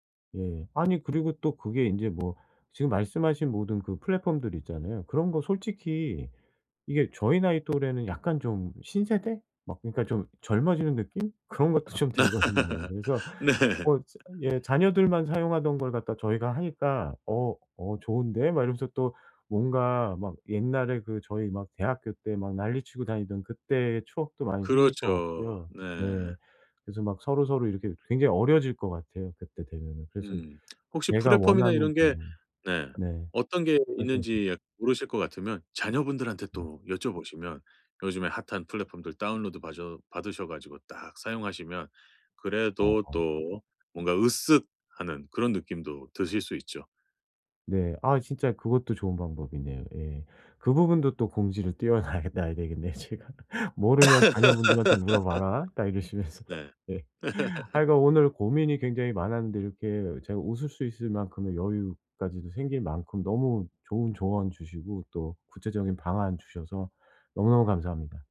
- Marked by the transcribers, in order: other background noise; tapping; laugh; laughing while speaking: "네"; laughing while speaking: "좀"; laughing while speaking: "놔야"; laugh; laughing while speaking: "제가"; laugh; laugh; laughing while speaking: "이러시면서. 예"
- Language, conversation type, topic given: Korean, advice, 친구들 모임에서 대화에 끼기 어려울 때 어떻게 하면 좋을까요?